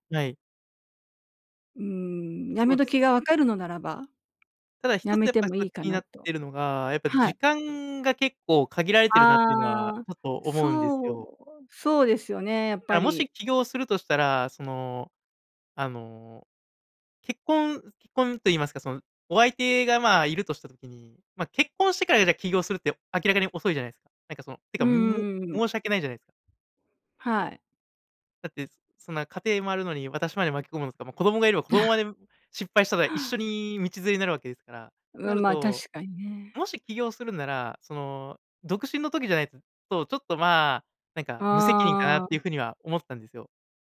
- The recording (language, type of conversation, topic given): Japanese, advice, 起業すべきか、それとも安定した仕事を続けるべきかをどのように判断すればよいですか？
- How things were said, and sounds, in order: other noise; tapping; chuckle; other background noise